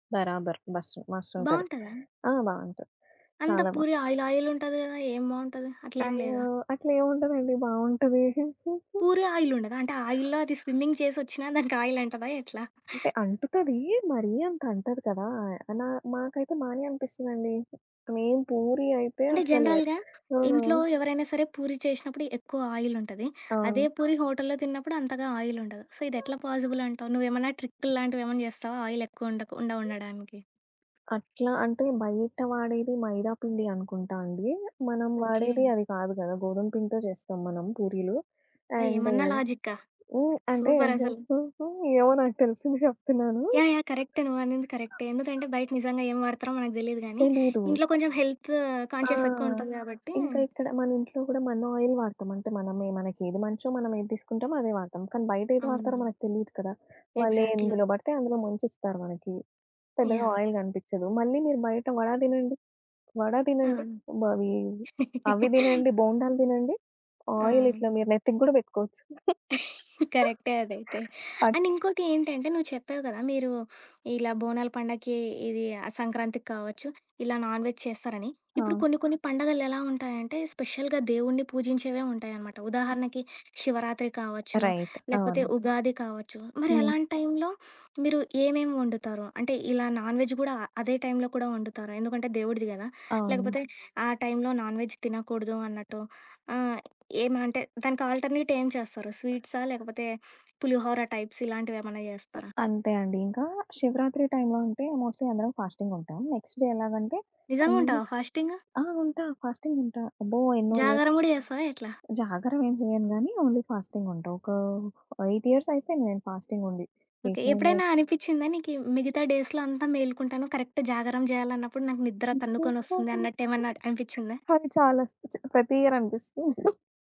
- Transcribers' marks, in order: "ఉంటది" said as "ఉంటడు"; in English: "ఆయిల్ ఆయిల్"; giggle; in English: "ఆయిల్"; in English: "ఆయిల్‌లో"; in English: "స్విమ్మింగ్"; chuckle; in English: "ఆయిల్"; other background noise; in English: "జనరల్‌గా"; in English: "ఆయిల్"; in English: "ఆయిల్"; in English: "సో"; in English: "పాజిబుల్"; in English: "అండ్"; giggle; in English: "కాన్షియస్"; in English: "ఆయిల్"; in English: "ఎగ్జాక్ట్‌లీ"; in English: "ఆయిల్"; chuckle; in English: "ఆయిల్"; chuckle; in English: "అండ్"; chuckle; in English: "నాన్‌వెజ్"; in English: "స్పెషల్‌గా"; in English: "రైట్"; tapping; in English: "నాన్‌వెజ్"; in English: "నాన్‌వెజ్"; in English: "ఆల్‌టర్‌నేట్"; in English: "టైప్స్"; in English: "టైంలో"; in English: "మోస్ట్‌లీ"; in English: "ఫాస్టింగ్"; in English: "నెక్స్ట్ డే"; in English: "ఫాస్టింగ్"; in English: "ఇయర్స్"; in English: "ఓన్లీ ఫాస్టింగ్"; in English: "ఎయిట్ ఇయర్స్"; in English: "ఫాస్టింగ్"; in English: "ఎయిట్ నైన్ ఇయర్స్"; in English: "డేస్‌లో"; in English: "కరెక్ట్"; giggle; in English: "స్పెషల్"; in English: "ఇయర్"; chuckle
- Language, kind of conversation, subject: Telugu, podcast, ఏ పండుగ వంటకాలు మీకు ప్రత్యేకంగా ఉంటాయి?